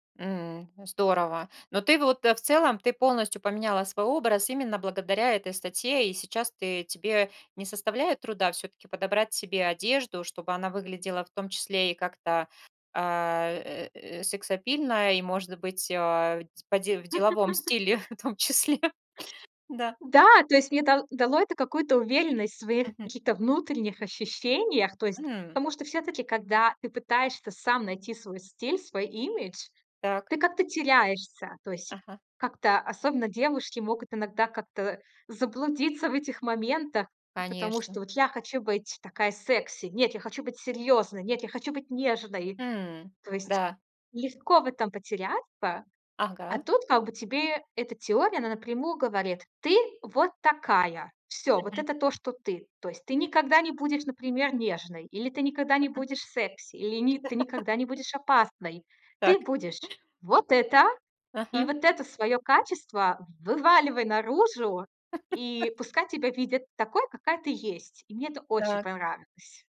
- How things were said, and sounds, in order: laugh; laughing while speaking: "в том числе"; tapping; laugh; laugh
- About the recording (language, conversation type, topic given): Russian, podcast, Как меняется самооценка при смене имиджа?